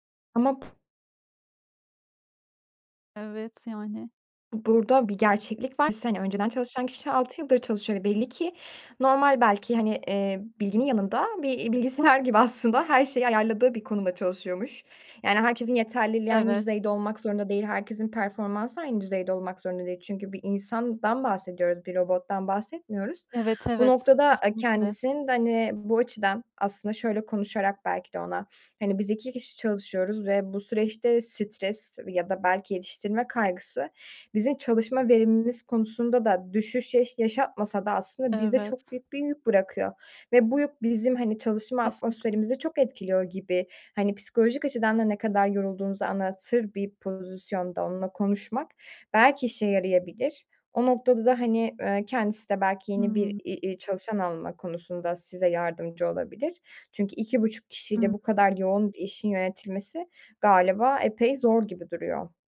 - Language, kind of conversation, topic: Turkish, advice, Birden fazla görev aynı anda geldiğinde odağım dağılıyorsa önceliklerimi nasıl belirleyebilirim?
- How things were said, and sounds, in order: other background noise